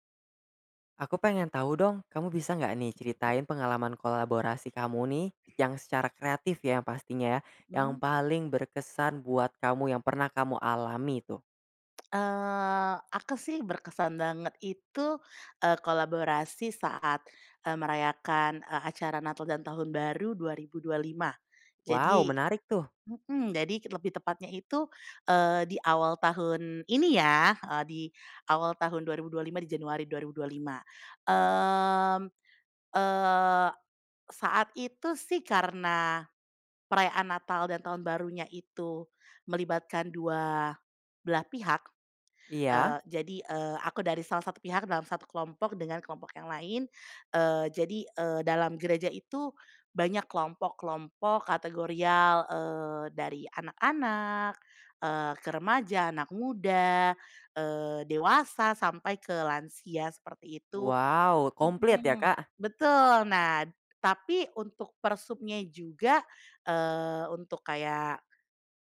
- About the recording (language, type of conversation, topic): Indonesian, podcast, Ceritakan pengalaman kolaborasi kreatif yang paling berkesan buatmu?
- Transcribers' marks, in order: other background noise